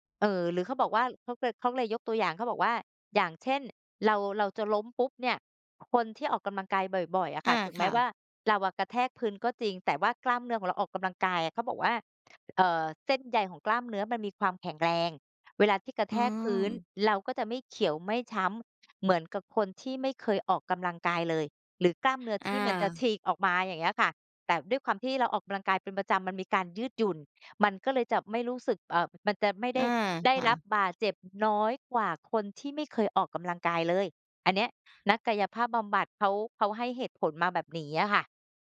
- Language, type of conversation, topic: Thai, unstructured, คุณคิดว่าการออกกำลังกายช่วยเปลี่ยนชีวิตได้จริงไหม?
- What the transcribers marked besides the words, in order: tapping